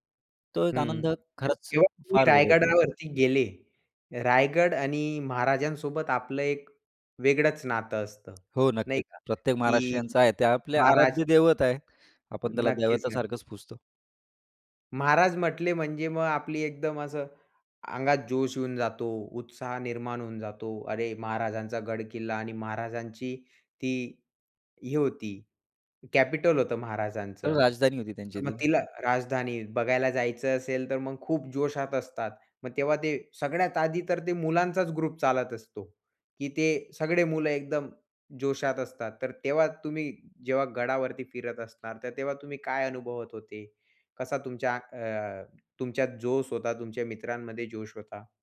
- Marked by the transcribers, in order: tapping; in English: "कॅपिटल"; in English: "ग्रुप"
- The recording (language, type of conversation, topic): Marathi, podcast, तुमच्या शिक्षणाच्या प्रवासातला सर्वात आनंदाचा क्षण कोणता होता?